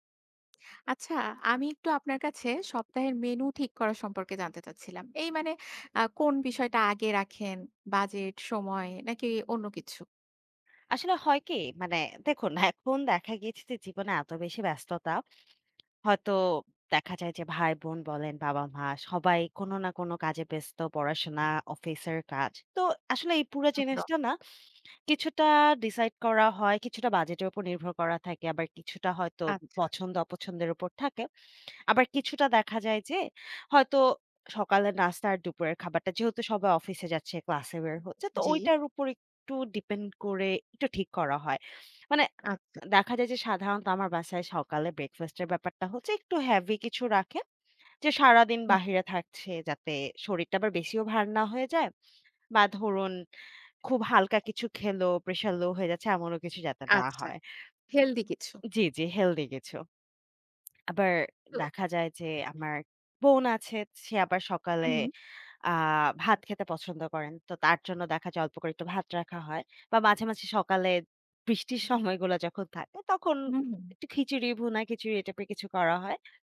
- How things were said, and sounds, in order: tapping; other background noise; lip smack; laughing while speaking: "সময়গুলা"
- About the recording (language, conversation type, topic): Bengali, podcast, সপ্তাহের মেনু তুমি কীভাবে ঠিক করো?